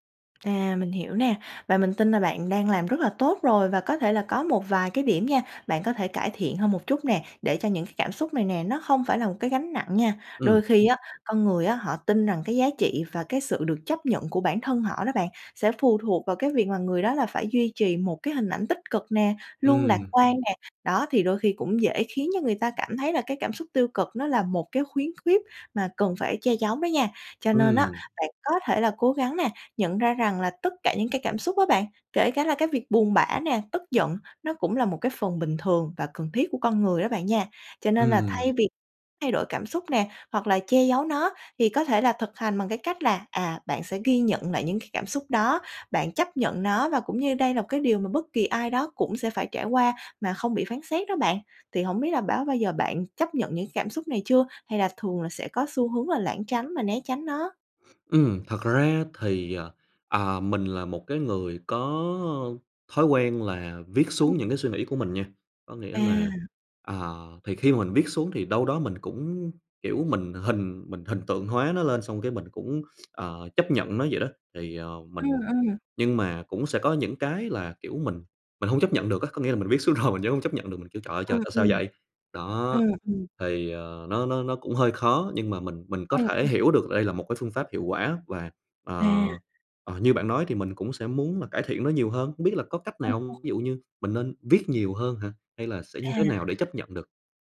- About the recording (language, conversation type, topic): Vietnamese, advice, Bạn cảm thấy áp lực phải luôn tỏ ra vui vẻ và che giấu cảm xúc tiêu cực trước người khác như thế nào?
- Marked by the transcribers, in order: tapping; other background noise; laughing while speaking: "rồi"